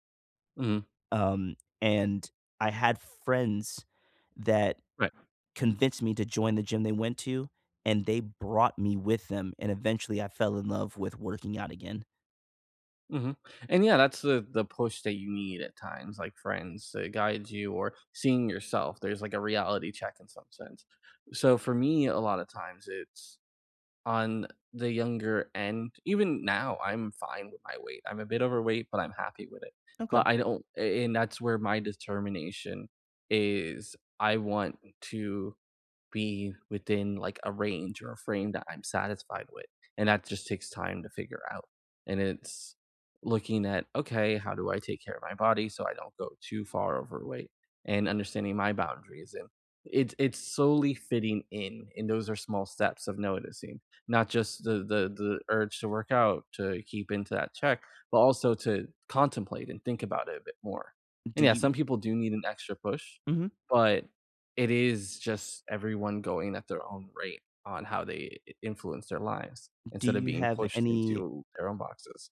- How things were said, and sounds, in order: none
- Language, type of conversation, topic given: English, unstructured, What small step can you take today toward your goal?